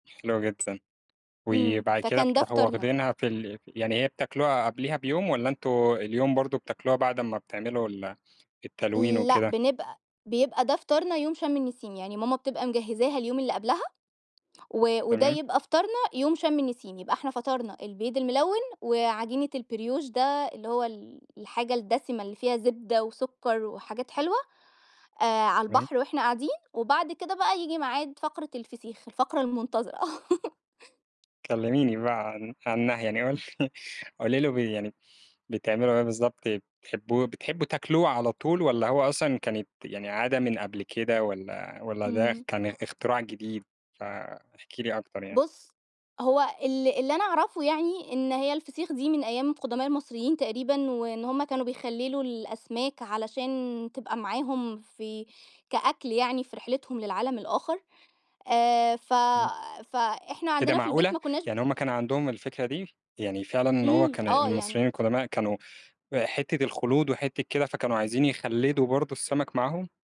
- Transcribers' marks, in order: other background noise; tapping; in French: "البريوش"; chuckle; laughing while speaking: "قول"
- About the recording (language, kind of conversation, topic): Arabic, podcast, احكيلي عن يوم مميز قضيته مع عيلتك؟